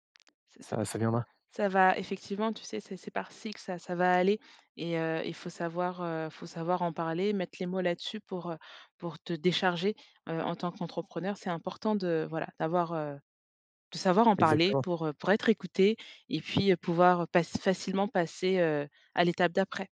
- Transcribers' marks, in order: tapping
- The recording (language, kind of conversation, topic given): French, advice, Comment gérer des commentaires négatifs publics sur les réseaux sociaux ?